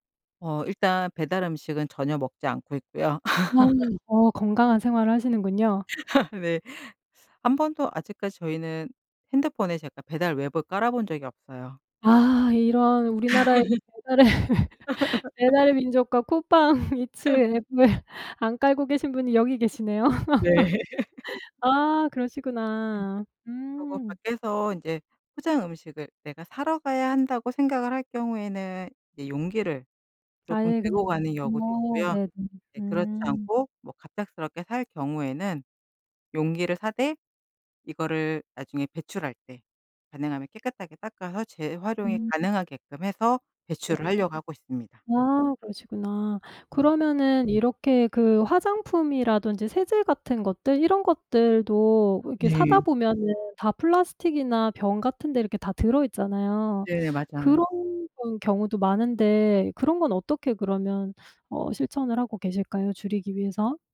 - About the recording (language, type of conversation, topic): Korean, podcast, 플라스틱 사용을 현실적으로 줄일 수 있는 방법은 무엇인가요?
- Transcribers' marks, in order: other background noise; laugh; laugh; laugh; laughing while speaking: "쿠팡이츠 앱을"; laugh; laugh; tapping